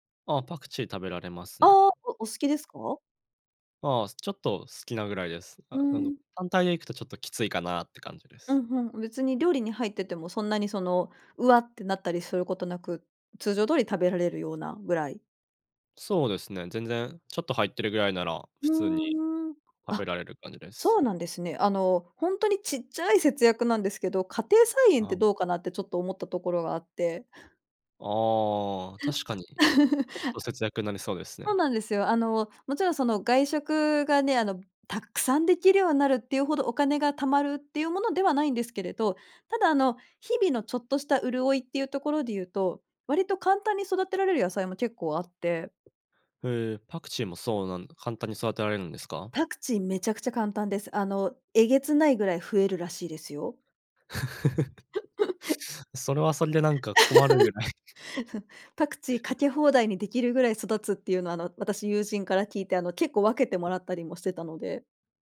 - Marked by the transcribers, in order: laugh; other noise; laugh; chuckle
- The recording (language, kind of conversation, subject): Japanese, advice, 節約しすぎて生活の楽しみが減ってしまったのはなぜですか？